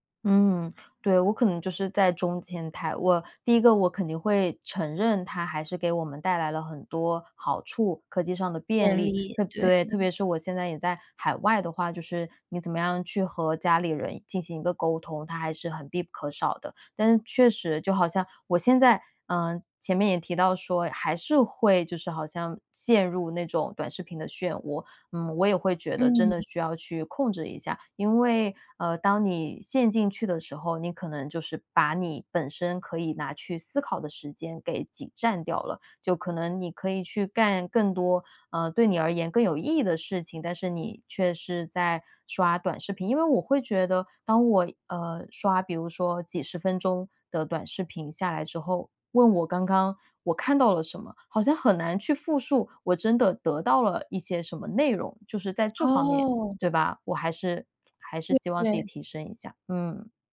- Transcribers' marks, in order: other background noise
- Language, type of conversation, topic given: Chinese, podcast, 你会用哪些方法来对抗手机带来的分心？